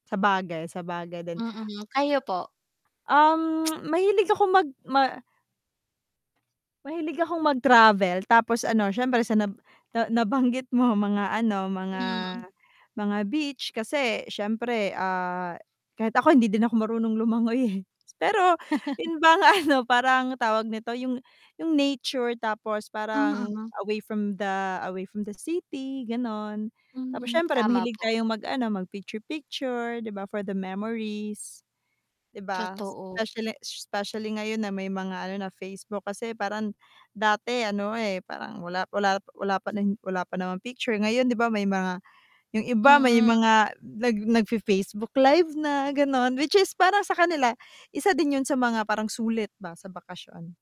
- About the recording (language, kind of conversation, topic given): Filipino, unstructured, Paano mo masasabing sulit ang isang bakasyon?
- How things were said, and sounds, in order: mechanical hum; static; teeth sucking; other background noise; distorted speech; laughing while speaking: "eh"; laughing while speaking: "bang ano"; chuckle; in English: "away from the, away from the city"; tapping